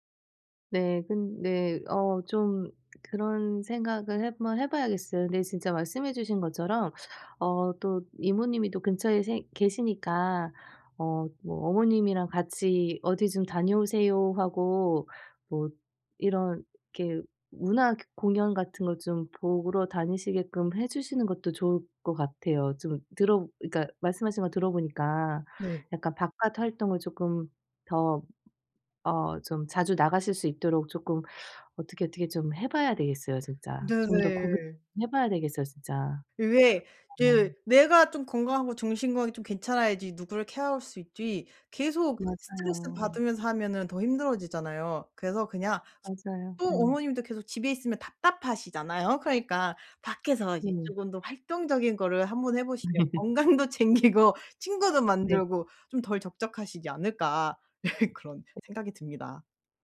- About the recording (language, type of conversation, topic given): Korean, advice, 집 환경 때문에 쉬기 어려울 때 더 편하게 쉬려면 어떻게 해야 하나요?
- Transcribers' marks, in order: other background noise; laugh; laughing while speaking: "건강도 챙기고"; laugh